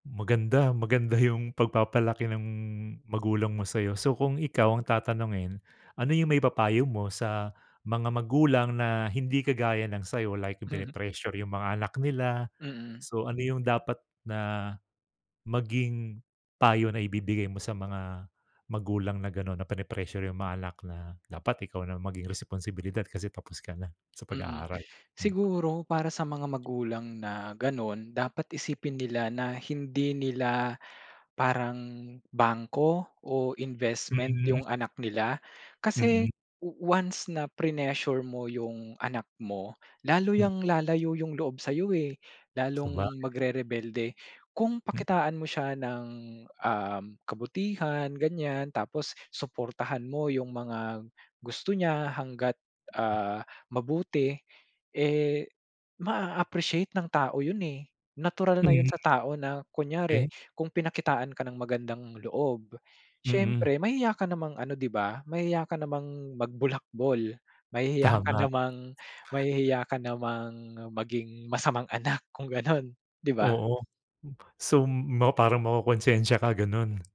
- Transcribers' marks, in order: laughing while speaking: "Mhm"; tapping
- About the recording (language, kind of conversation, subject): Filipino, podcast, Ano ang ginampanang papel ng pamilya mo sa edukasyon mo?